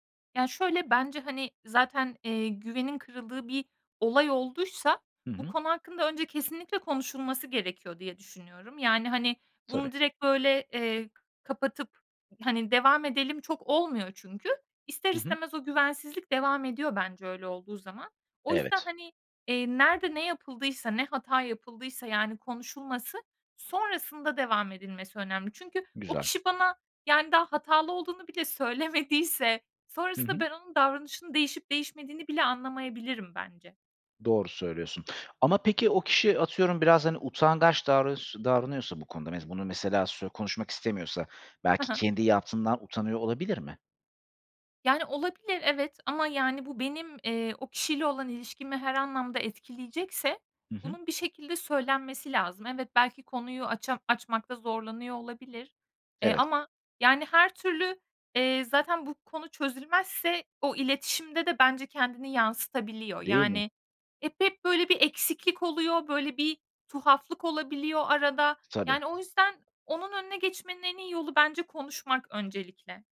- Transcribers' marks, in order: other background noise; tapping; laughing while speaking: "söylemediyse"
- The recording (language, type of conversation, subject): Turkish, podcast, Güven kırıldığında, güveni yeniden kurmada zaman mı yoksa davranış mı daha önemlidir?